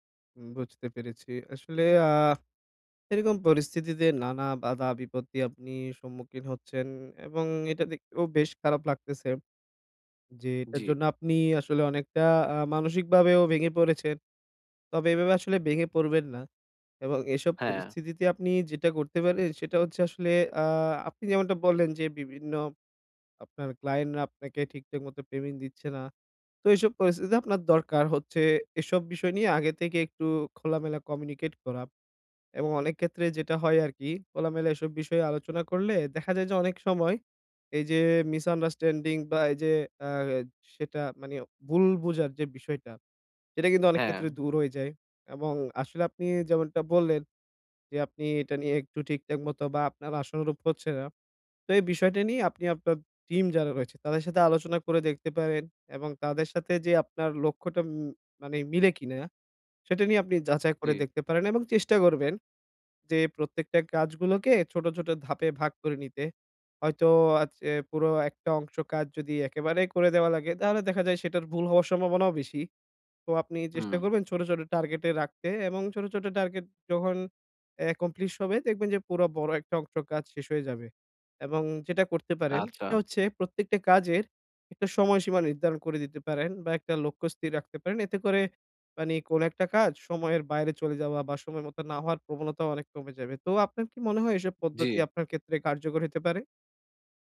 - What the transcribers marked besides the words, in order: tapping
- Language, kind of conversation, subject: Bengali, advice, ব্যর্থতার পর কীভাবে আবার লক্ষ্য নির্ধারণ করে এগিয়ে যেতে পারি?